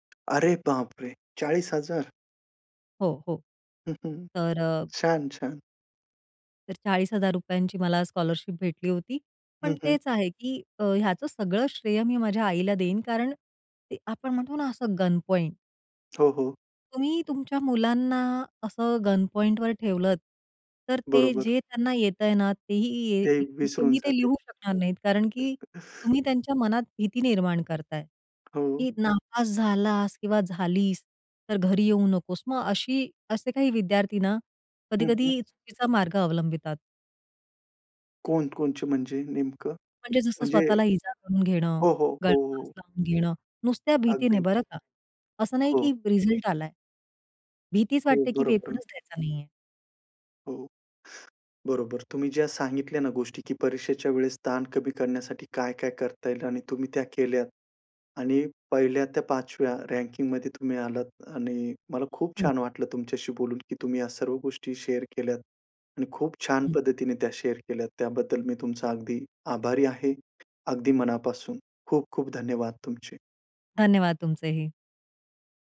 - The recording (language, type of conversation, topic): Marathi, podcast, परीक्षेतील ताण कमी करण्यासाठी तुम्ही काय करता?
- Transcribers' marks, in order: tapping; surprised: "अरे बापरे! चाळीस हजार"; chuckle; in English: "गनपॉइंट"; in English: "गनपॉईंटवर"; chuckle; "कोणते" said as "कोणचे"; in English: "रँकिंगमध्ये"; in English: "शेअर"; in English: "शेअर"